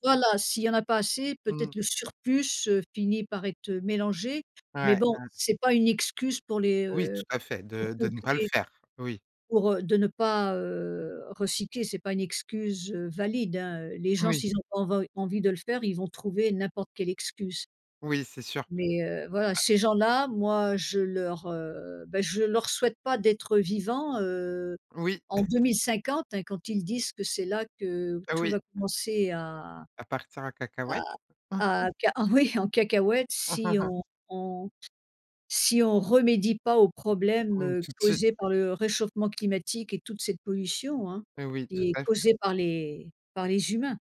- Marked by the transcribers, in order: other background noise; chuckle; laughing while speaking: "oui"; chuckle
- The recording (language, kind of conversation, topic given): French, podcast, Quelle action simple peux-tu faire au quotidien pour réduire tes déchets ?